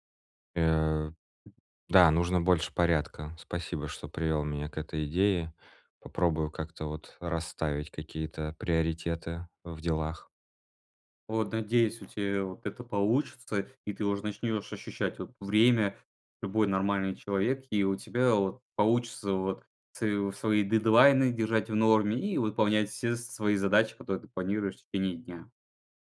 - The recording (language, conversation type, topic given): Russian, advice, Как перестать срывать сроки из-за плохого планирования?
- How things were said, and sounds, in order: tapping